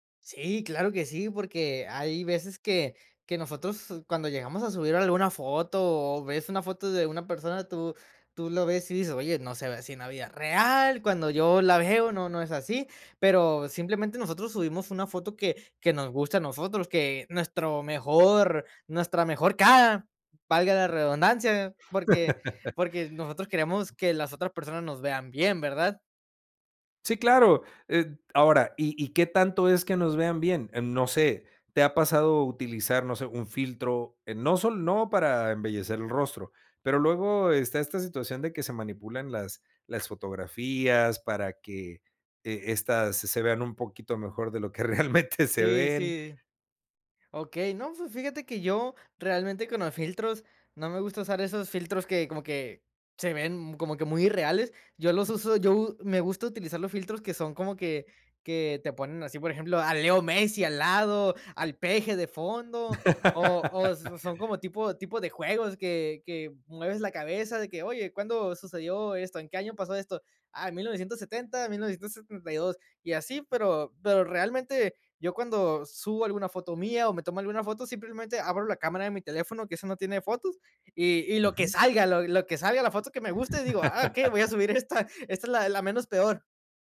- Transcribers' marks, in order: laugh; tapping; laughing while speaking: "realmente"; laugh; laugh; laughing while speaking: "esta"
- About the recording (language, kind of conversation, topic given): Spanish, podcast, ¿En qué momentos te desconectas de las redes sociales y por qué?